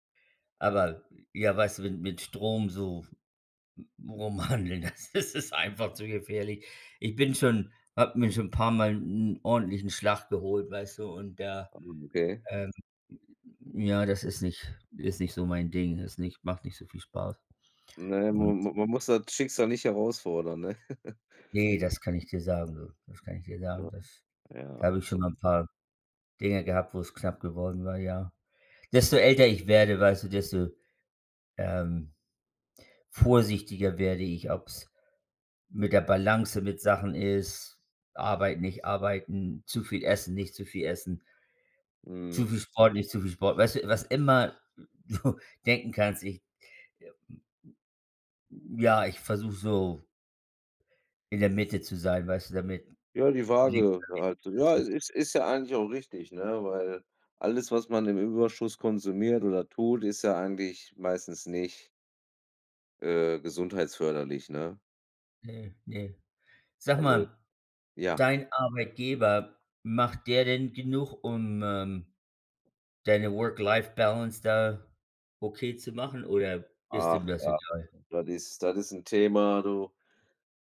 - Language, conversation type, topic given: German, unstructured, Wie findest du eine gute Balance zwischen Arbeit und Privatleben?
- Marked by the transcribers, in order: laughing while speaking: "hanteln, das ist einfach"; unintelligible speech; laughing while speaking: "ne?"; chuckle; laughing while speaking: "du"; unintelligible speech